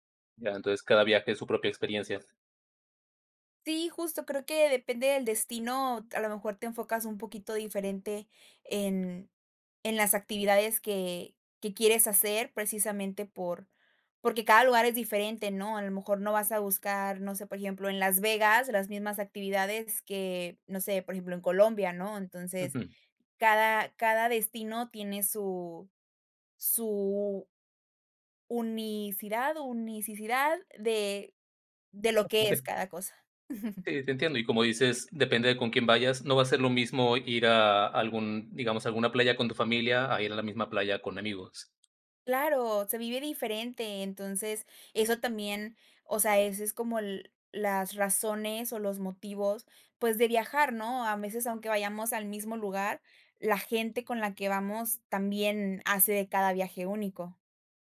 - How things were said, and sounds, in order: "unicidad" said as "unicicidad"; unintelligible speech; chuckle; tapping
- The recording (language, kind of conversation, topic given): Spanish, podcast, ¿Qué te fascina de viajar por placer?